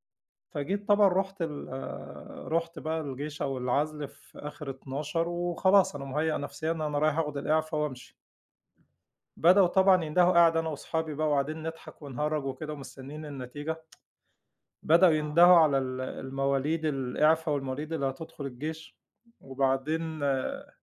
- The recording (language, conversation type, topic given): Arabic, podcast, إحكيلي عن موقف غيّر نظرتك للحياة؟
- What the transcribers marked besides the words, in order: other background noise; tsk